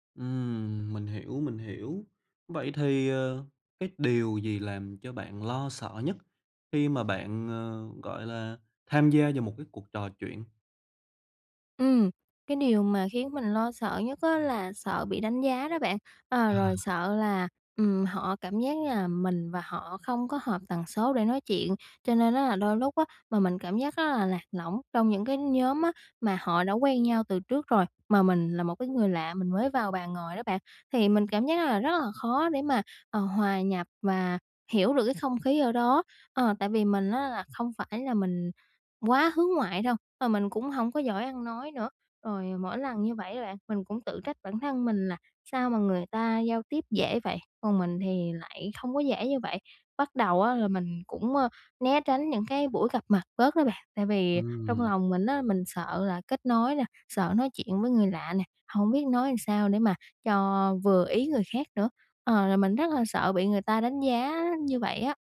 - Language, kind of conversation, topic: Vietnamese, advice, Làm sao để tôi không còn cảm thấy lạc lõng trong các buổi tụ tập?
- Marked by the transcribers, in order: other background noise; tapping